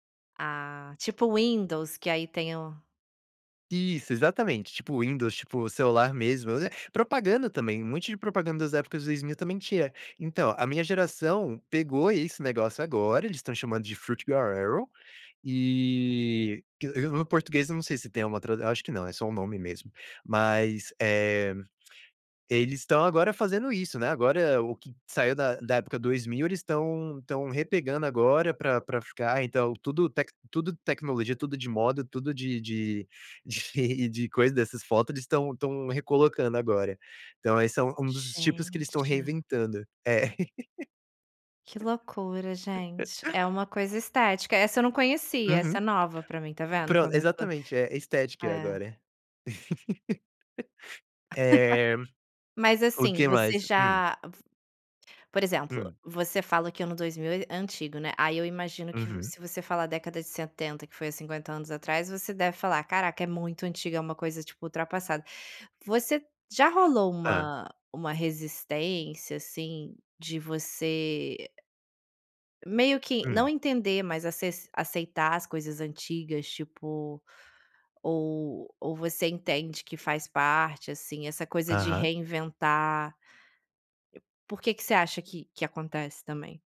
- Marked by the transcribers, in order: other noise; tapping; in English: "foot girls erin"; chuckle; laugh; other background noise; laugh
- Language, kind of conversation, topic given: Portuguese, podcast, Como as novas gerações reinventam velhas tradições?